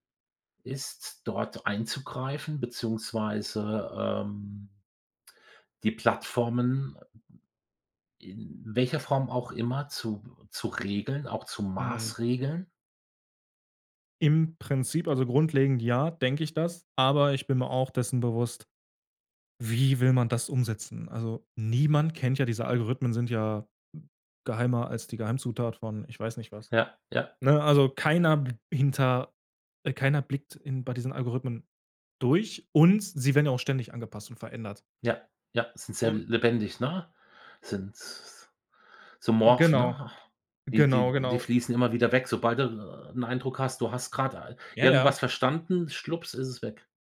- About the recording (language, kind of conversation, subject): German, podcast, Wie können Algorithmen unsere Meinungen beeinflussen?
- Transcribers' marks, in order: "schwups" said as "schlups"